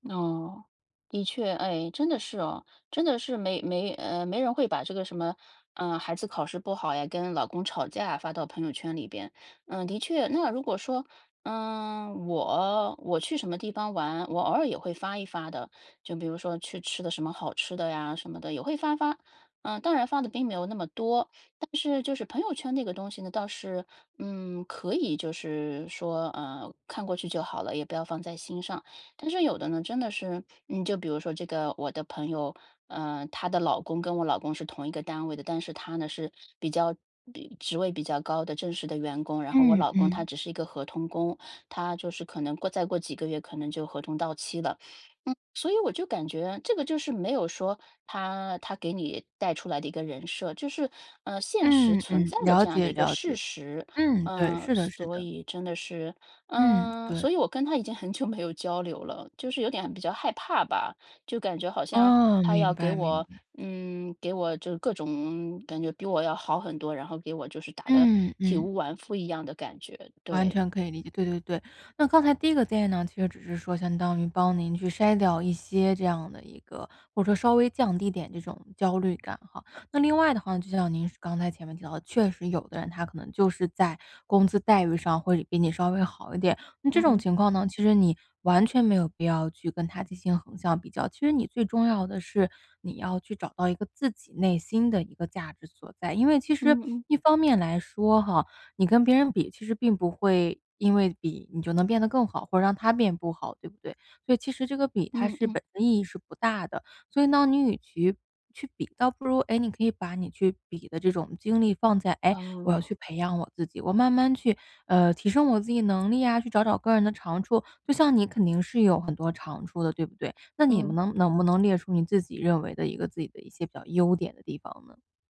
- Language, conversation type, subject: Chinese, advice, 和别人比较后开始怀疑自己的价值，我该怎么办？
- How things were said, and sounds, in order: laughing while speaking: "很久没有"